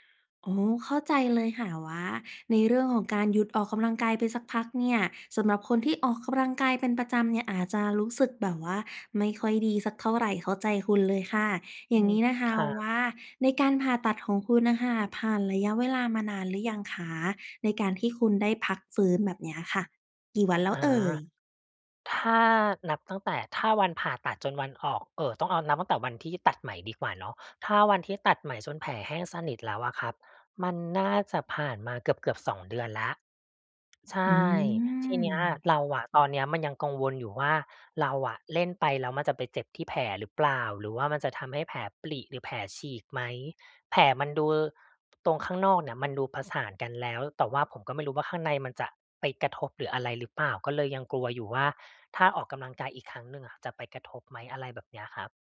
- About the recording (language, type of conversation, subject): Thai, advice, ฉันกลัวว่าจะกลับไปออกกำลังกายอีกครั้งหลังบาดเจ็บเล็กน้อย ควรทำอย่างไรดี?
- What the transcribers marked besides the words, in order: none